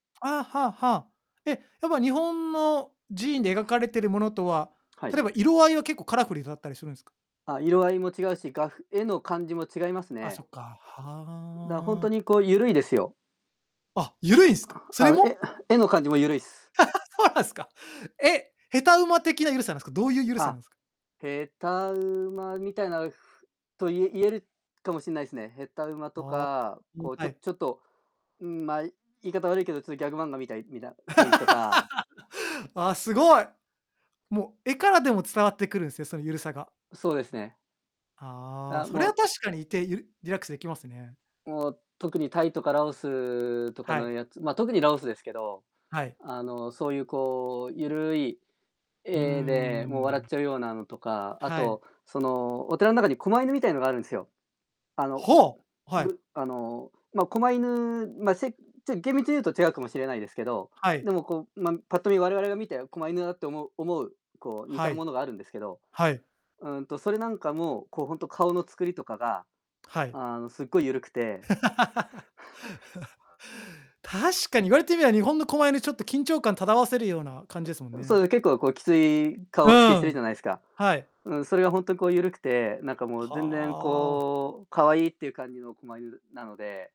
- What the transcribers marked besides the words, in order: other background noise; static; distorted speech; tapping; "カラフル" said as "カラフリ"; laugh; laugh; laugh
- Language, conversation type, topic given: Japanese, unstructured, 旅行に行くとき、何をいちばん楽しみにしていますか？